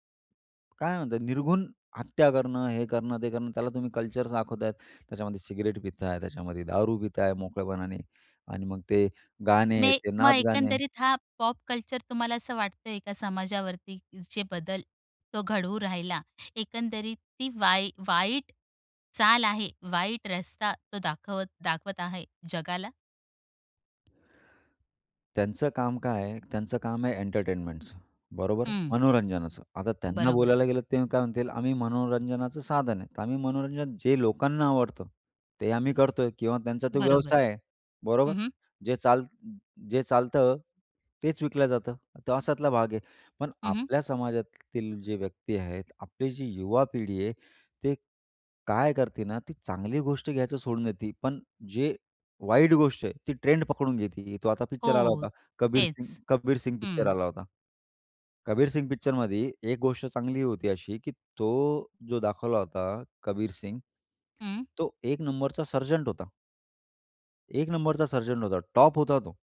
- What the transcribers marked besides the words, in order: in English: "कल्चर"; in English: "कल्चर"; other background noise; tapping; in English: "टॉप"
- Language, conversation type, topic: Marathi, podcast, पॉप संस्कृतीने समाजावर कोणते बदल घडवून आणले आहेत?